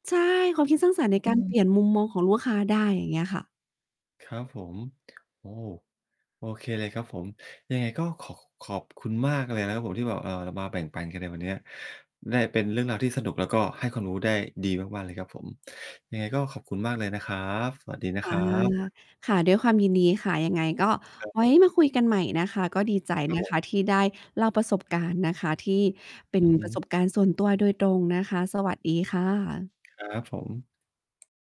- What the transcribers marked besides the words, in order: tapping; distorted speech; other background noise
- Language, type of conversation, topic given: Thai, podcast, คุณเคยมีประสบการณ์ที่ความคิดสร้างสรรค์ช่วยเปลี่ยนมุมมองชีวิตของคุณไหม?